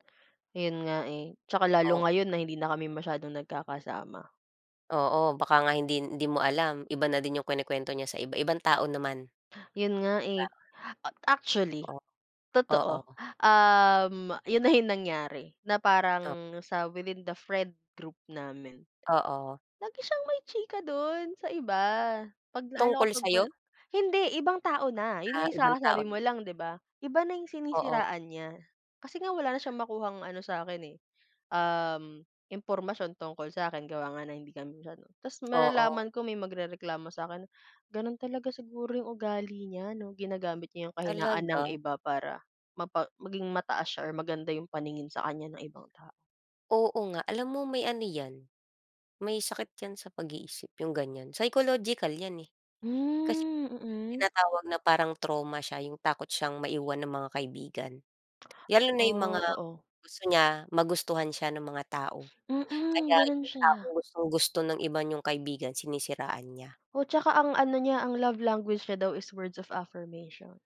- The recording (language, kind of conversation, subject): Filipino, unstructured, Ano ang pinakamahalagang aral na natutunan mo sa buhay?
- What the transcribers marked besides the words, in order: laughing while speaking: "yung"; tapping; drawn out: "Hmm"; in English: "is words of affirmation"